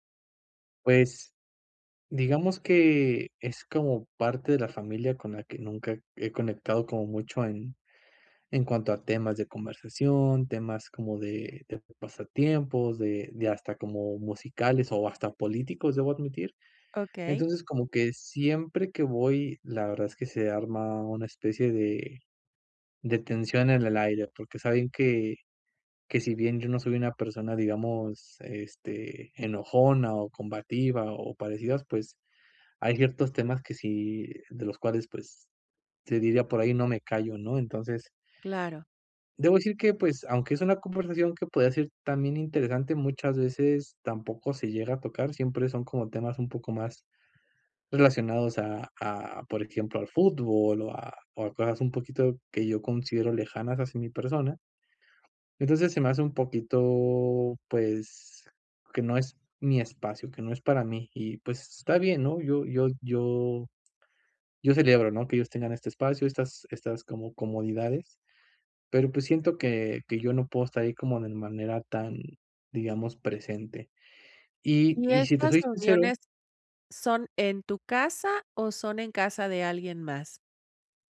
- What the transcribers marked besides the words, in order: none
- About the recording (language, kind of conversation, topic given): Spanish, advice, ¿Cómo puedo aprender a disfrutar las fiestas si me siento fuera de lugar?